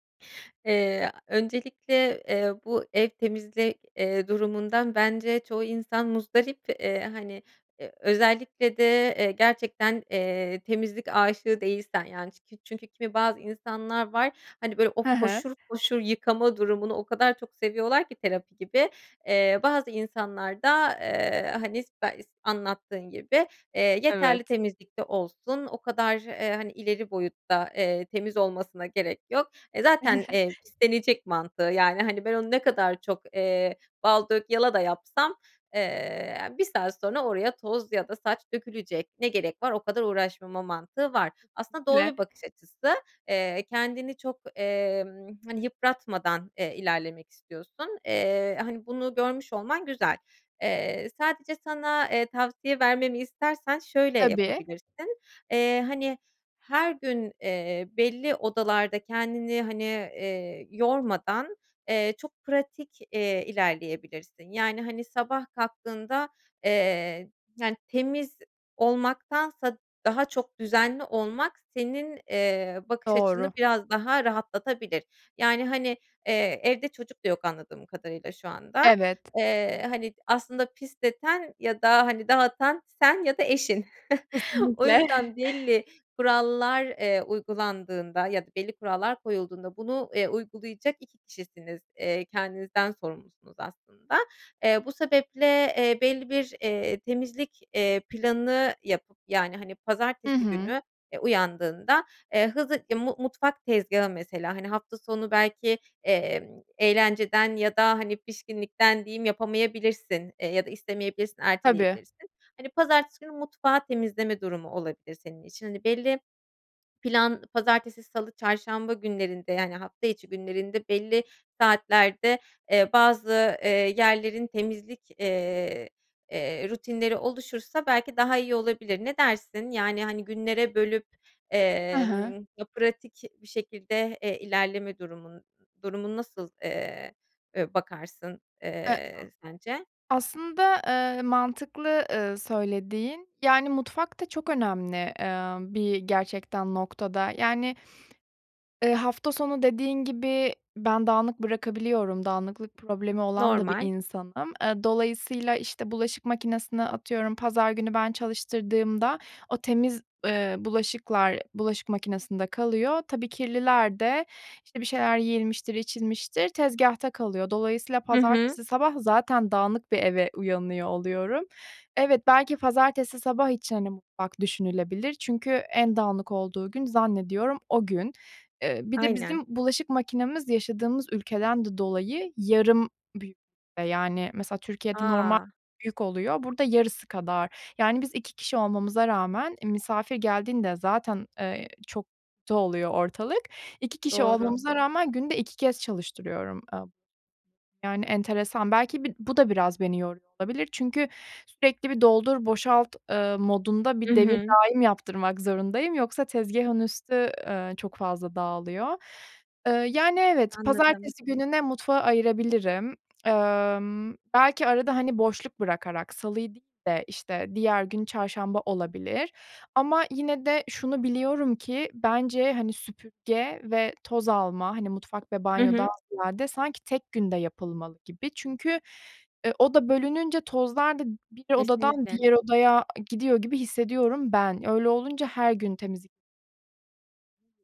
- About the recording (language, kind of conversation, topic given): Turkish, advice, Ev ve eşyalarımı düzenli olarak temizlemek için nasıl bir rutin oluşturabilirim?
- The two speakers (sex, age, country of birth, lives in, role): female, 30-34, Turkey, Germany, advisor; female, 30-34, Turkey, Germany, user
- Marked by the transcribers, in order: unintelligible speech; chuckle; tapping; chuckle; chuckle; other noise; lip smack